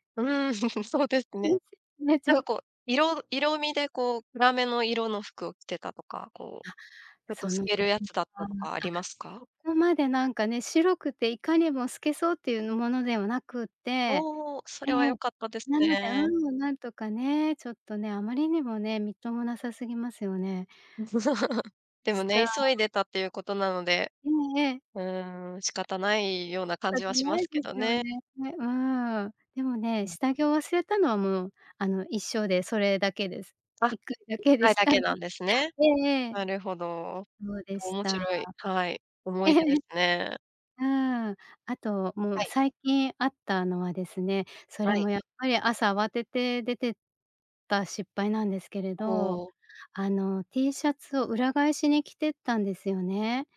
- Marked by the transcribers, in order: laugh; laughing while speaking: "そうですね"; laugh; laughing while speaking: "いっかい だけでしたん"; laughing while speaking: "ええ"
- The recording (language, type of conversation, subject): Japanese, podcast, 服の失敗談、何かある？